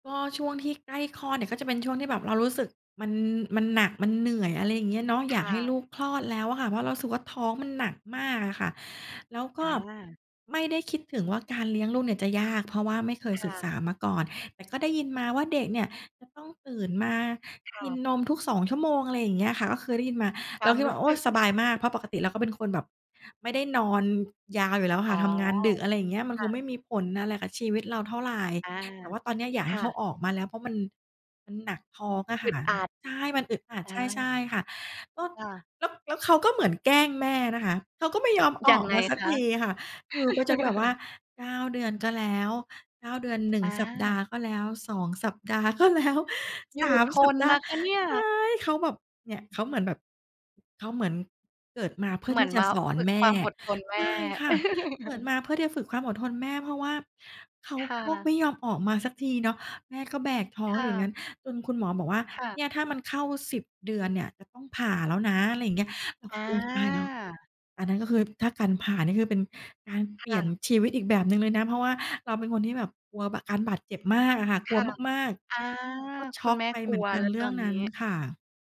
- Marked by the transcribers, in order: laugh; laughing while speaking: "ก็แล้ว"; put-on voice: "ใช่"; laugh; drawn out: "อา"
- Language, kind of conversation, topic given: Thai, podcast, บทเรียนสำคัญที่สุดที่การเป็นพ่อแม่สอนคุณคืออะไร เล่าให้ฟังได้ไหม?